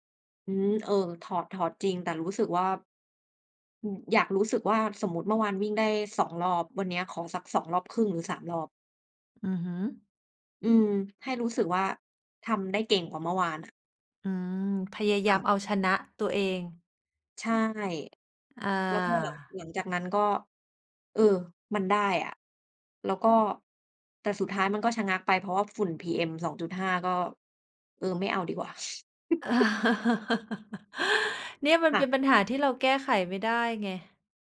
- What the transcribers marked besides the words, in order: laugh; "เป็น" said as "เปียน"
- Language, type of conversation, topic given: Thai, unstructured, คุณเริ่มต้นฝึกทักษะใหม่ ๆ อย่างไรเมื่อไม่มีประสบการณ์?